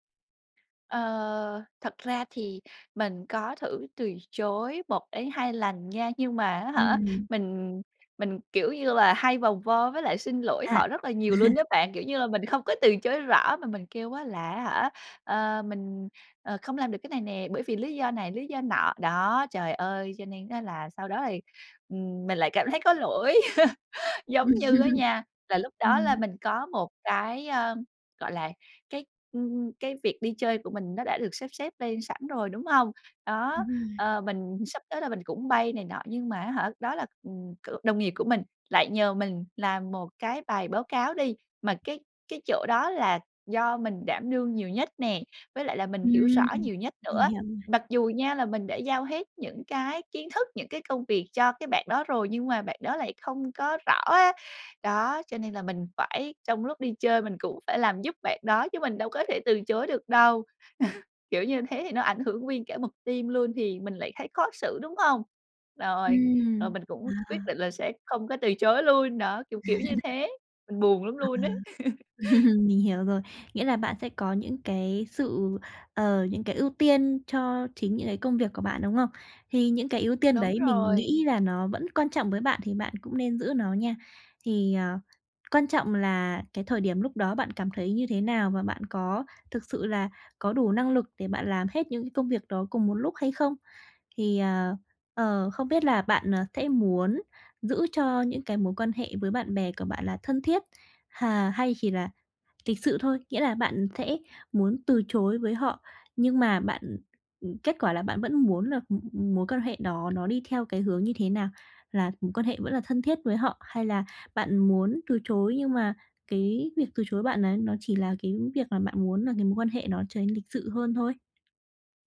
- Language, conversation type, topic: Vietnamese, advice, Làm thế nào để lịch sự từ chối lời mời?
- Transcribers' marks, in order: chuckle; laughing while speaking: "lỗi"; laugh; laughing while speaking: "Ừm"; tapping; chuckle; in English: "team"; laugh; chuckle; laugh